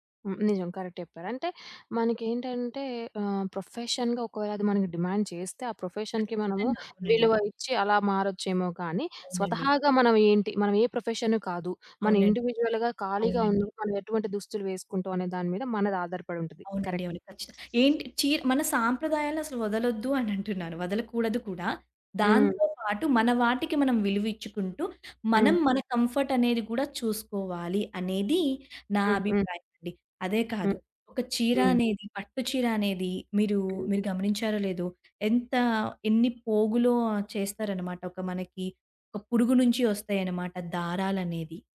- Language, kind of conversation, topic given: Telugu, podcast, మీకు శారీ లేదా కుర్తా వంటి సాంప్రదాయ దుస్తులు వేసుకుంటే మీ మనసులో ఎలాంటి భావాలు కలుగుతాయి?
- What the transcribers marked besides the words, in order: tapping; in English: "కరెక్ట్"; in English: "ప్రొఫెషన్‌గా"; in English: "డిమాండ్"; in English: "ప్రొఫెషన్‌కి"; other background noise; in English: "ప్రొఫెషన్"; in English: "ఇండివిజువల్‌గా"; in English: "కరెక్ట్"; giggle; in English: "కంఫర్ట్"